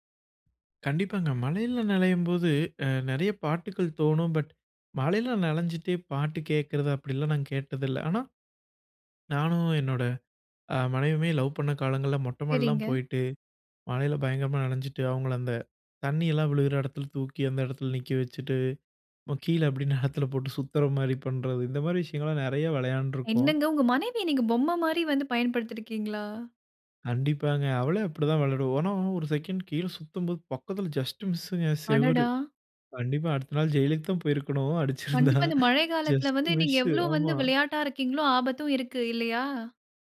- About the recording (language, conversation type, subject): Tamil, podcast, மழைக்காலம் உங்களை எவ்வாறு பாதிக்கிறது?
- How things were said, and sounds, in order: in English: "பட்"; other background noise; tapping; in English: "ஜஸ்ட்டு மிஸ்ஸுங்க!"; sad: "அடடா!"; laughing while speaking: "அடிச்சிருந்தா"; in English: "ஜஸ்ட்டு மிஸ்ஸு"